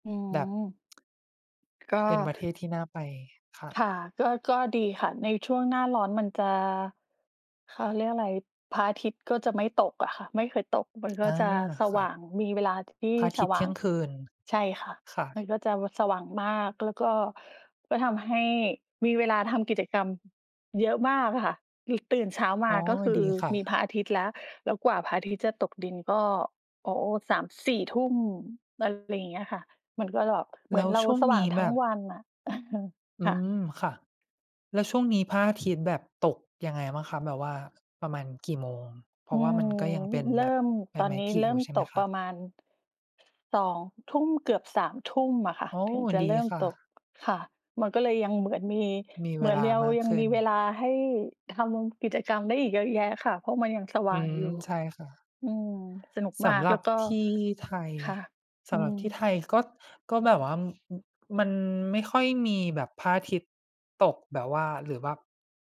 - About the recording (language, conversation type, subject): Thai, unstructured, คุณจัดการเวลาว่างในวันหยุดอย่างไร?
- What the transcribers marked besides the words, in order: tsk; other background noise; tapping; laughing while speaking: "เออ"